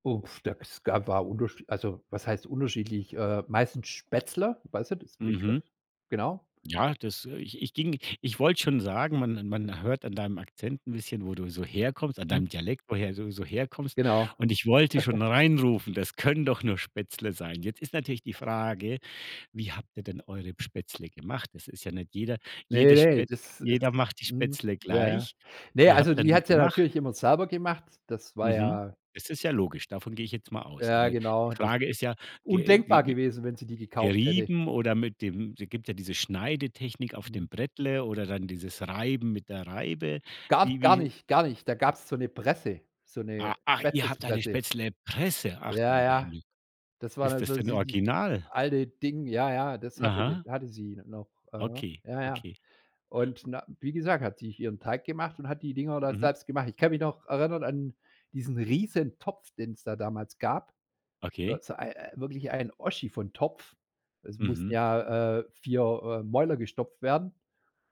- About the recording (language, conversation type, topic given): German, podcast, Kannst du von einem Familienrezept erzählen, das bei euch alle kennen?
- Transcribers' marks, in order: chuckle; tapping